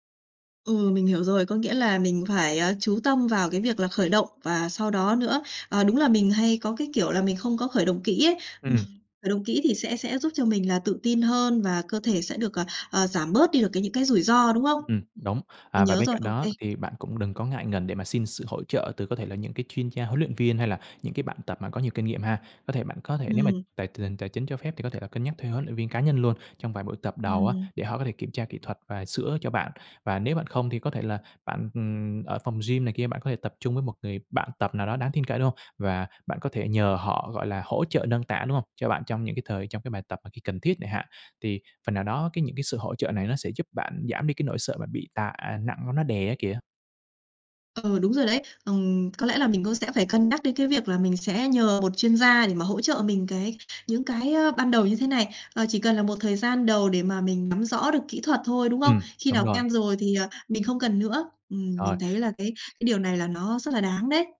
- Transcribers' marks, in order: tapping
- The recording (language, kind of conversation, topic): Vietnamese, advice, Bạn lo lắng thế nào về nguy cơ chấn thương khi nâng tạ hoặc tập nặng?